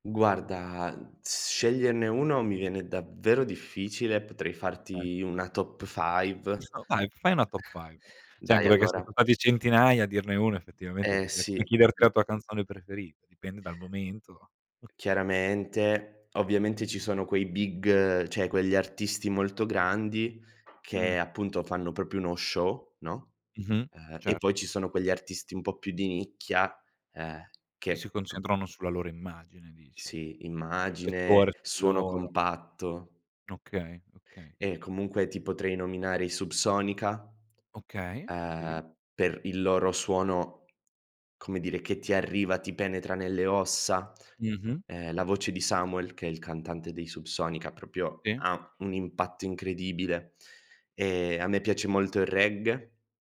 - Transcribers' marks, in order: unintelligible speech; in English: "top five"; in English: "top five"; chuckle; chuckle; door; "reggae" said as "reg"
- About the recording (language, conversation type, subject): Italian, podcast, Come il tuo ambiente familiare ha influenzato il tuo gusto musicale?